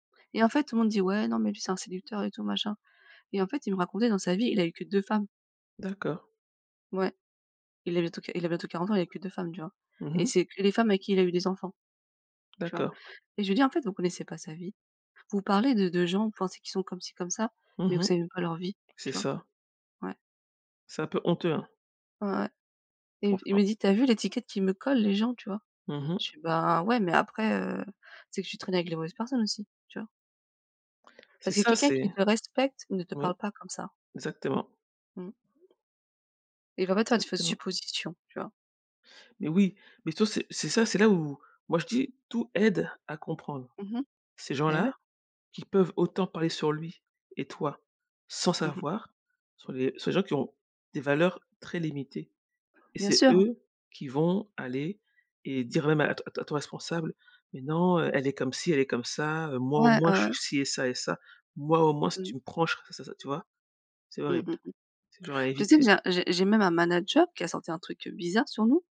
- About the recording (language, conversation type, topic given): French, unstructured, Est-il acceptable de manipuler pour réussir ?
- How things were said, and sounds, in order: stressed: "savoir"